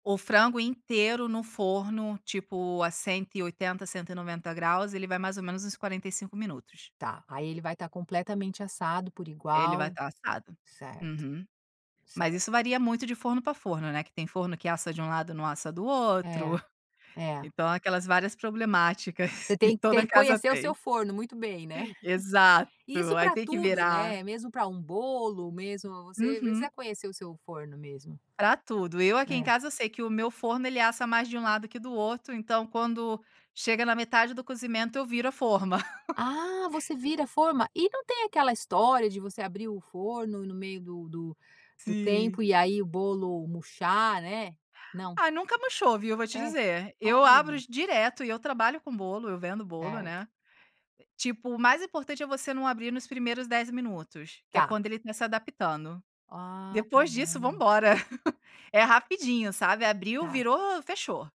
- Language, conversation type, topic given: Portuguese, podcast, O que você acha que todo mundo deveria saber cozinhar?
- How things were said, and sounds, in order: other background noise; "abro" said as "abros"; laugh